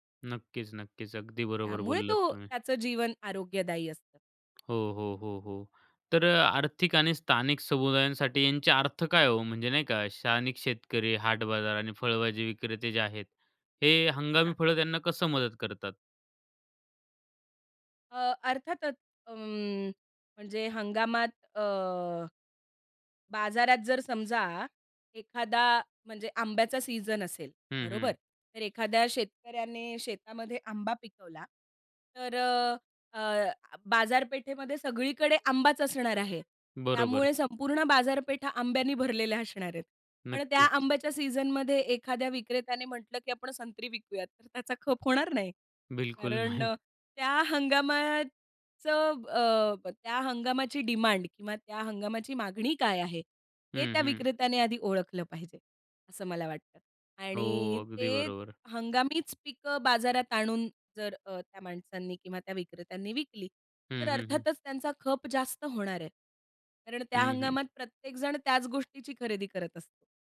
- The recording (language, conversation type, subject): Marathi, podcast, हंगामी पिकं खाल्ल्याने तुम्हाला कोणते फायदे मिळतात?
- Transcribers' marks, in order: tapping; laughing while speaking: "नाही"; in English: "डिमांड"